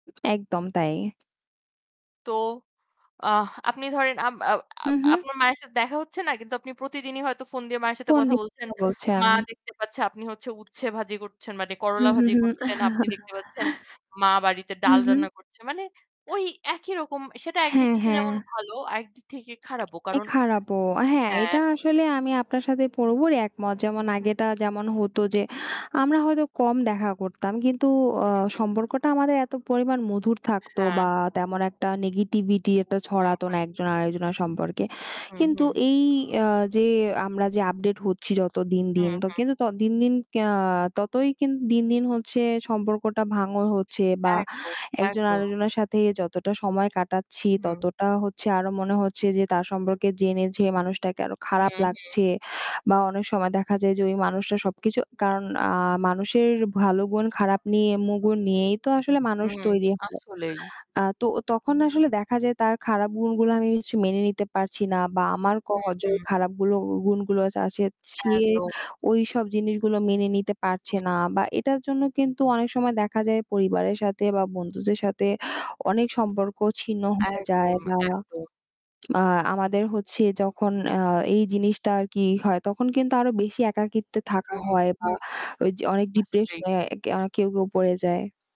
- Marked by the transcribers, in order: other background noise; tapping; "মানে" said as "মাটে"; chuckle; static; distorted speech; in English: "negativity"; "ভাঙন" said as "ভাঙর"; "হচ্ছে" said as "অচ্ছে"
- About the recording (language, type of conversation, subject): Bengali, unstructured, আপনি কি কখনো নিজেকে একা মনে করেছেন, আর তখন আপনার কেমন লেগেছিল?